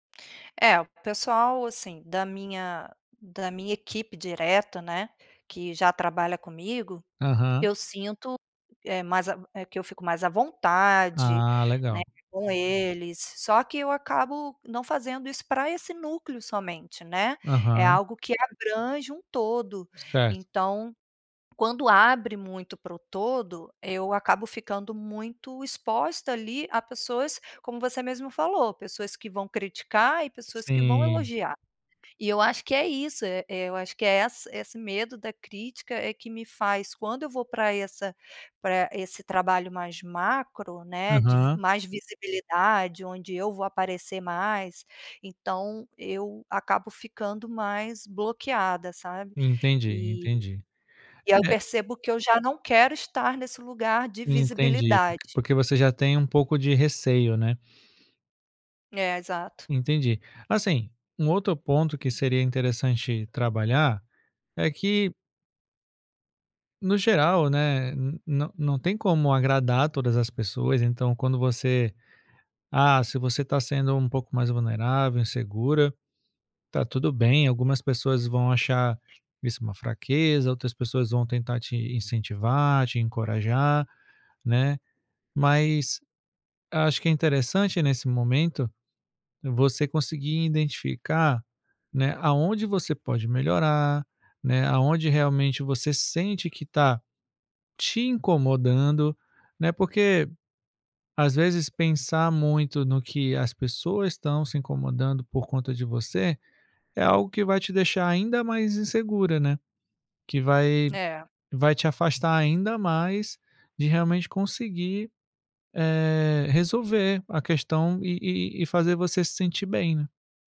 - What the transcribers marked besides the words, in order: tapping
- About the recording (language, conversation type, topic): Portuguese, advice, Como posso expressar minha criatividade sem medo de críticas?